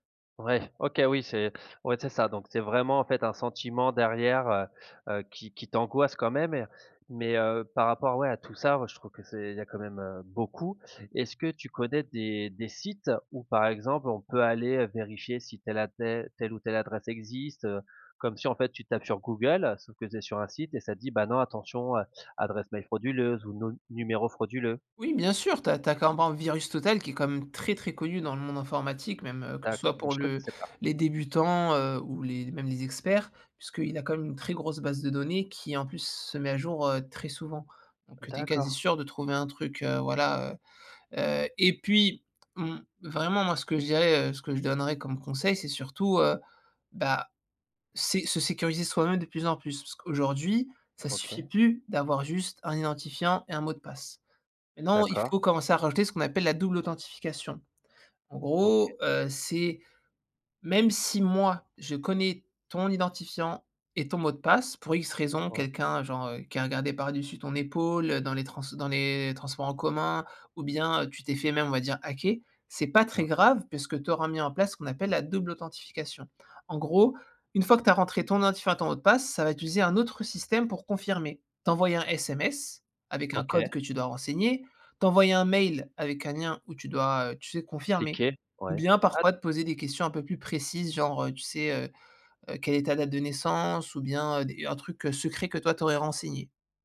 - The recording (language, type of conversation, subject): French, podcast, Comment détectes-tu un faux message ou une arnaque en ligne ?
- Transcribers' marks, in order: other background noise; unintelligible speech; stressed: "moi"; unintelligible speech